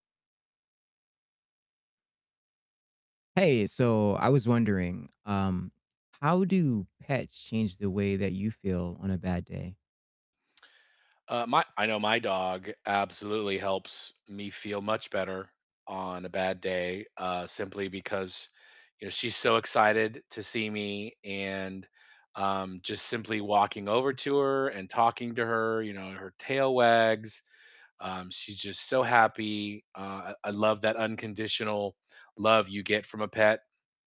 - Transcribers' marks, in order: distorted speech
- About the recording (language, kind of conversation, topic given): English, unstructured, How do pets change the way you feel on a bad day?